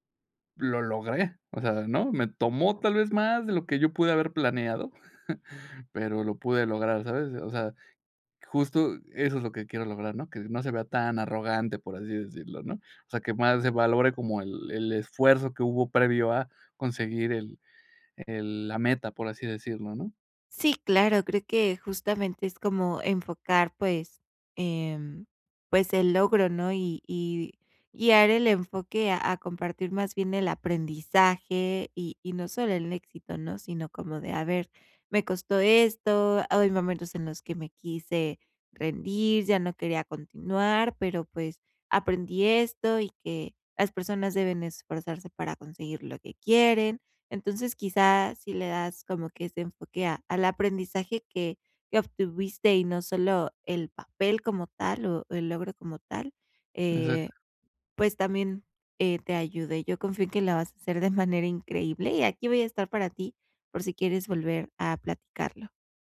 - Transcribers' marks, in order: chuckle
- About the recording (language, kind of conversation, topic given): Spanish, advice, ¿Cómo puedo compartir mis logros sin parecer que presumo?